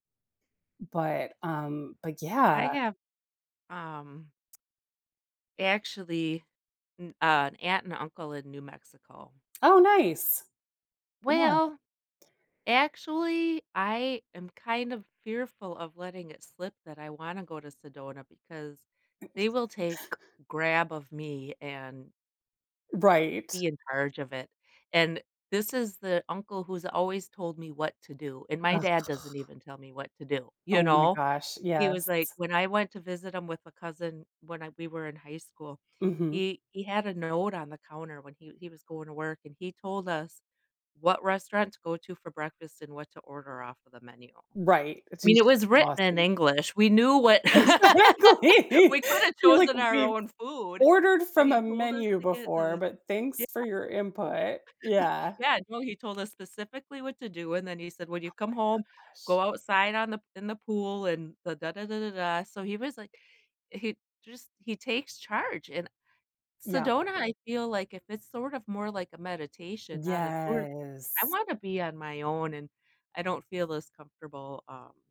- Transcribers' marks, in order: other noise; tsk; other background noise; "exhausting" said as "xhausting"; laughing while speaking: "Exactly"; laugh; chuckle; drawn out: "Yes"
- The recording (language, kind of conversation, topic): English, unstructured, How can I avoid tourist traps without missing highlights?